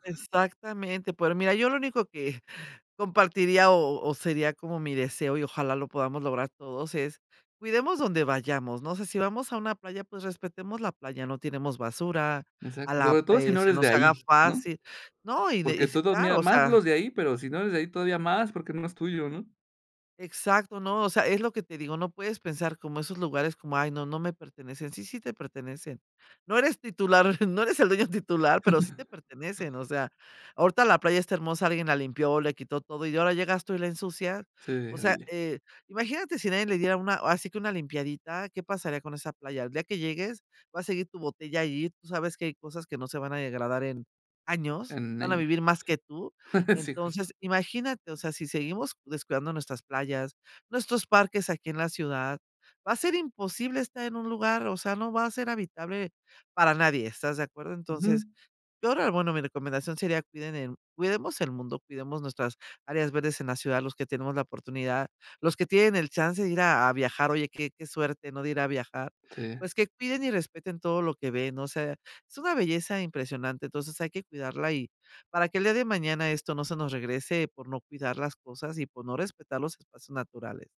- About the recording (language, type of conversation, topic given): Spanish, podcast, ¿Qué significa para ti respetar un espacio natural?
- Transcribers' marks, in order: chuckle; laughing while speaking: "no eres el dueño titular"; chuckle; other background noise; chuckle